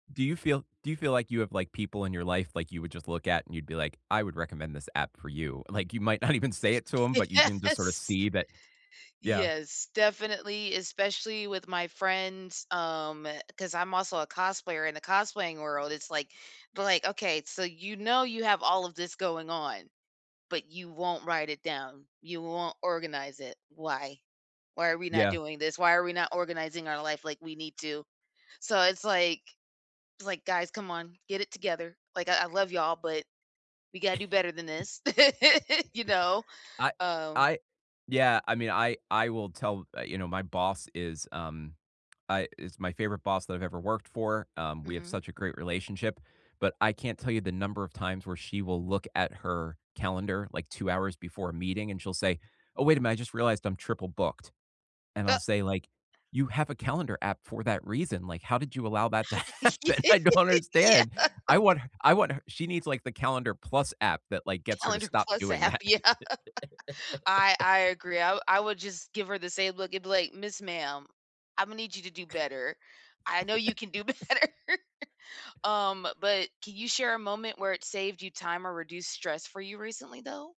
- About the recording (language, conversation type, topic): English, unstructured, Which apps have genuinely improved your day-to-day routine recently, and what personal stories show their impact?
- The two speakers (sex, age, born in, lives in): female, 35-39, United States, United States; male, 45-49, United States, United States
- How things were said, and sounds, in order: unintelligible speech; laughing while speaking: "Yes"; laughing while speaking: "not even"; tapping; laugh; laugh; laughing while speaking: "happen? I don't understand"; laugh; laughing while speaking: "Yeah"; laughing while speaking: "app, yeah"; laughing while speaking: "that"; laugh; laugh; laughing while speaking: "better"